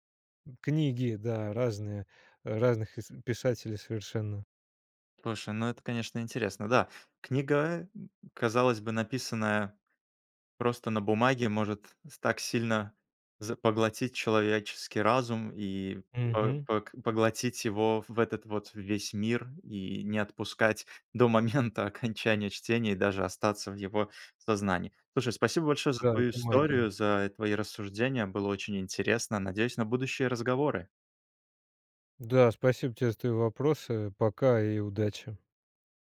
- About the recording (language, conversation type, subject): Russian, podcast, Какая книга помогает тебе убежать от повседневности?
- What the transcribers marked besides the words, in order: laughing while speaking: "момента окончания"